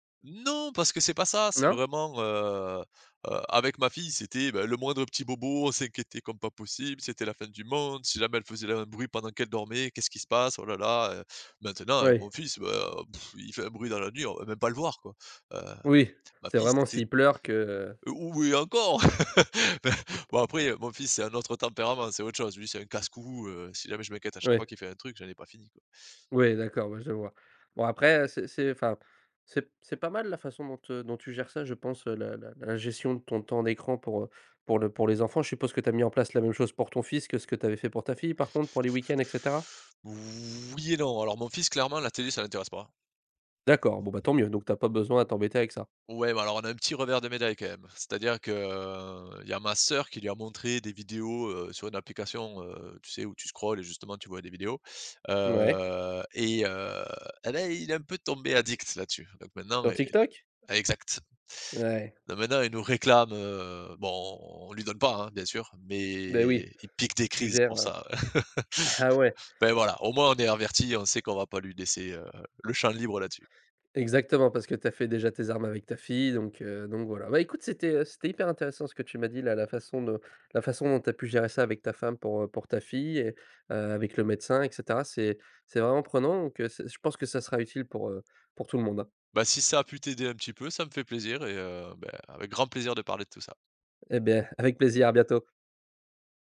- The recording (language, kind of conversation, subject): French, podcast, Comment gères-tu le temps d’écran en famille ?
- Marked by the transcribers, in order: stressed: "Non"; drawn out: "heu"; scoff; laugh; laughing while speaking: "bah"; other background noise; drawn out: "Oui"; drawn out: "heu"; drawn out: "heu"; tapping; drawn out: "mais"; laugh; stressed: "Exactement"